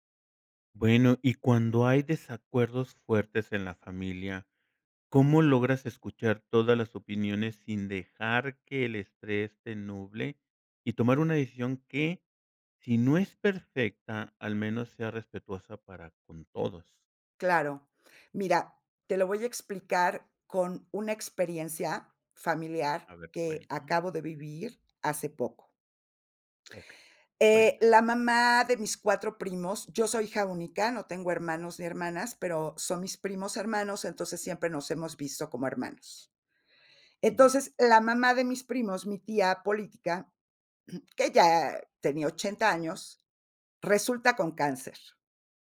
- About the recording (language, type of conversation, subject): Spanish, podcast, ¿Cómo manejas las decisiones cuando tu familia te presiona?
- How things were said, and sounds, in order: throat clearing